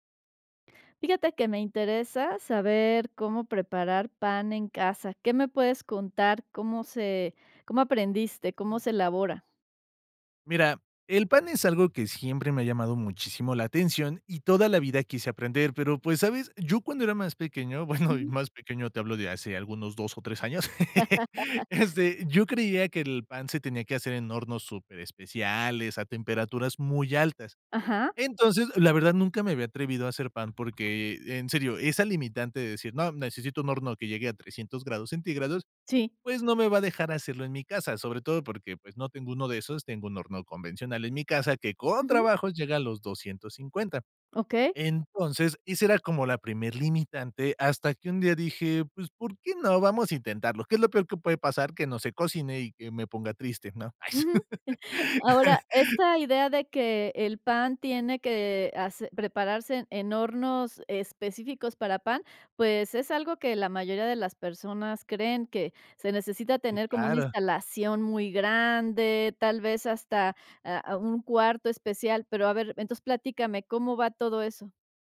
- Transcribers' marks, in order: chuckle; laugh; chuckle; laugh
- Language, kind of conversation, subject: Spanish, podcast, Cómo empezaste a hacer pan en casa y qué aprendiste